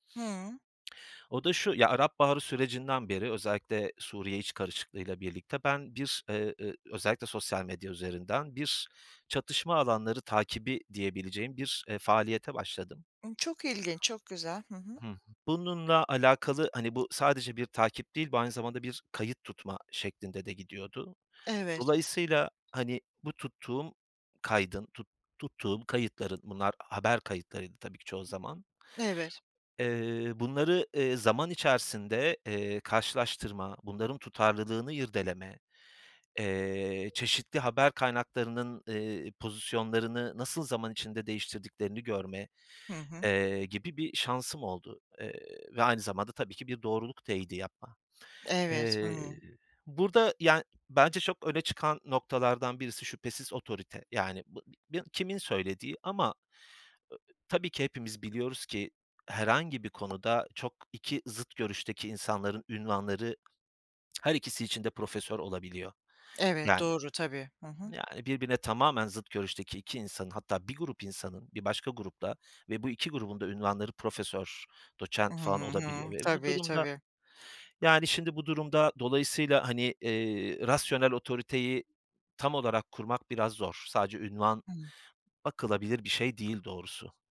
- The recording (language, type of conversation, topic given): Turkish, podcast, Bilgiye ulaşırken güvenilir kaynakları nasıl seçiyorsun?
- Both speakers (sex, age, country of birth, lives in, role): female, 55-59, Turkey, United States, host; male, 40-44, Turkey, Portugal, guest
- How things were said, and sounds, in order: other background noise; tapping; background speech; other noise; lip smack; unintelligible speech